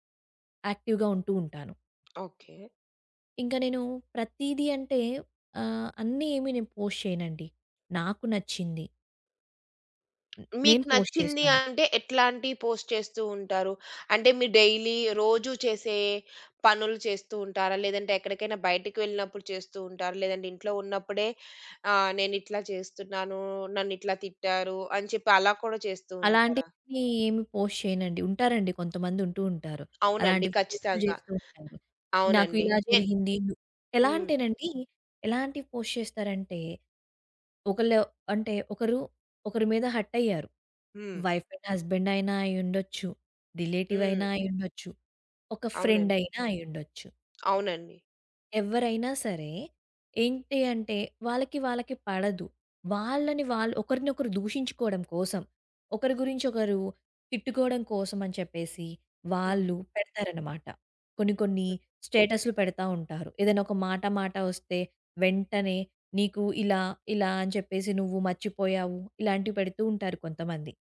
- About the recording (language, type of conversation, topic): Telugu, podcast, ఆన్‌లైన్‌లో పంచుకోవడం మీకు ఎలా అనిపిస్తుంది?
- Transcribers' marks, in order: in English: "యాక్టి‌వ్‌గా"; tapping; in English: "పోస్ట్"; other background noise; in English: "మీకు నచ్చింది"; in English: "పోస్ట్"; in English: "పోస్ట్"; in English: "డైలీ"; in English: "పోస్ట్"; in English: "పోస్ట్"; in English: "హర్ట్"; in English: "వైఫ్"; in English: "హస్బెండ్"; in English: "రిలేటివ్"; in English: "ఫ్రెండ్"